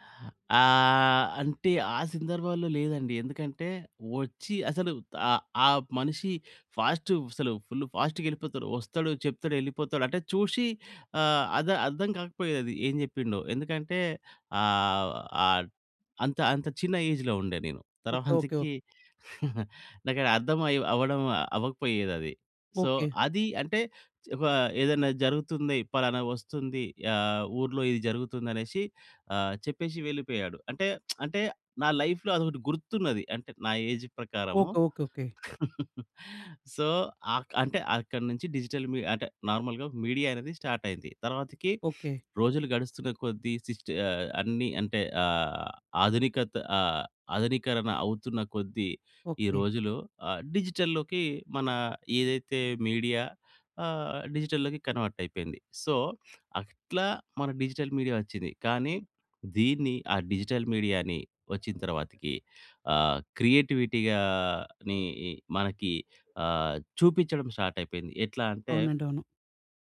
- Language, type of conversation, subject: Telugu, podcast, డిజిటల్ మీడియా మీ సృజనాత్మకతపై ఎలా ప్రభావం చూపుతుంది?
- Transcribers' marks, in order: drawn out: "ఆహ్"; in English: "ఫాస్ట్"; in English: "ఫుల్ ఫాస్ట్‌గ"; drawn out: "ఆహ్"; in English: "ఏజ్‌లో"; giggle; in English: "సో"; lip smack; in English: "లైఫ్‌లో"; in English: "ఏజ్"; chuckle; in English: "సో"; in English: "డిజిటల్ మీడియా"; in English: "నార్మల్‌గా"; in English: "స్టార్ట్"; sniff; in English: "డిజిటల్‌లోకి"; in English: "మీడియా"; in English: "డిజిటల్‌లోకి కన్వర్ట్"; in English: "సో"; in English: "డిజిటల్ మీడియా"; in English: "డిజిటల్ మీడియాని"; in English: "క్రియేటివిటీ"; in English: "స్టార్ట్"